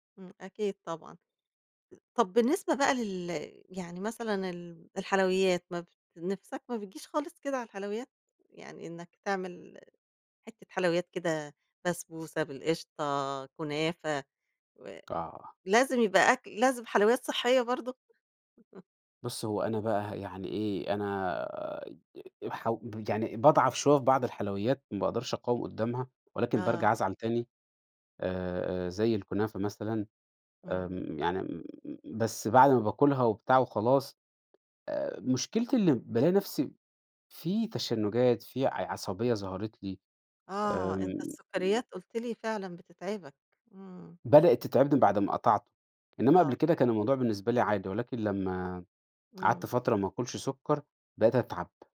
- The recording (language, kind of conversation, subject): Arabic, podcast, إزاي تخلي الأكل الصحي ممتع ومن غير ما تزهق؟
- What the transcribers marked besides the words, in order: laugh; tapping